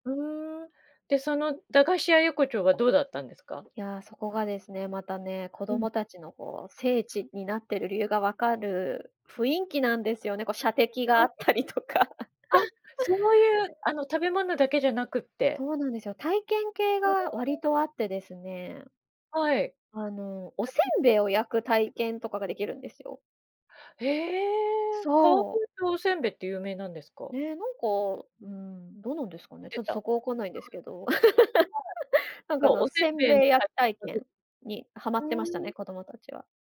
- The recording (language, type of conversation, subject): Japanese, podcast, 一番忘れられない旅行の思い出を聞かせてもらえますか？
- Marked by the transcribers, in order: laughing while speaking: "あったりとか"; chuckle; unintelligible speech; unintelligible speech; unintelligible speech; chuckle; unintelligible speech